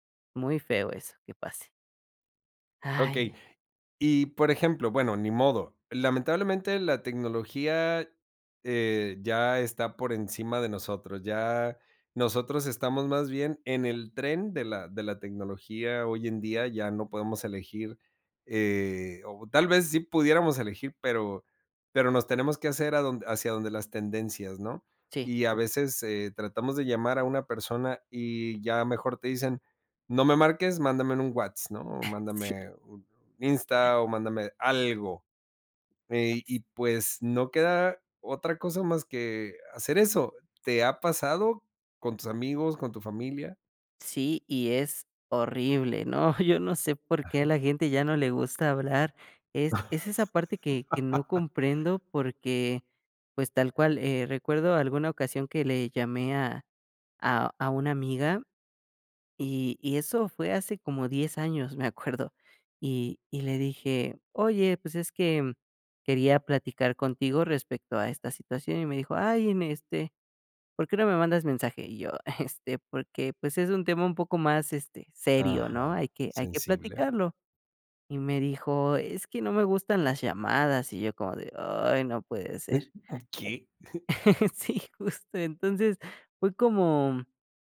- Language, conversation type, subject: Spanish, podcast, ¿Prefieres comunicarte por llamada, mensaje o nota de voz?
- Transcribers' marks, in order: unintelligible speech; chuckle; laugh; chuckle; chuckle; other background noise; laughing while speaking: "Sí, justo"